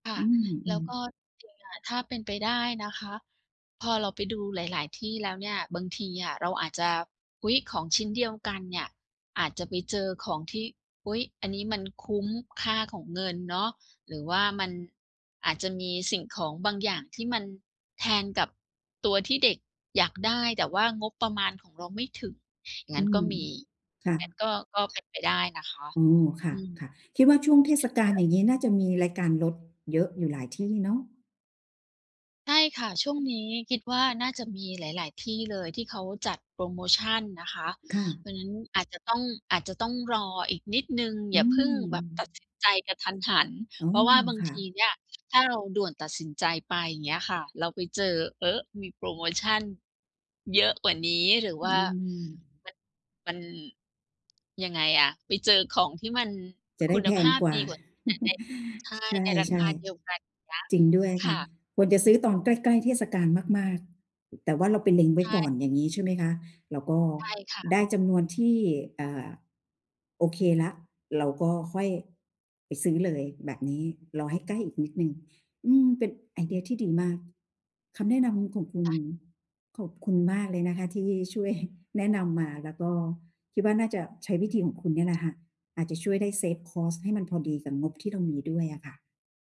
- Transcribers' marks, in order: other background noise; unintelligible speech; other noise; chuckle; laughing while speaking: "ช่วย"; tapping; in English: "เซฟคอสต์"
- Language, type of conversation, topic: Thai, advice, ช้อปปิ้งอย่างไรให้คุ้มค่าและไม่เกินงบที่มีจำกัด?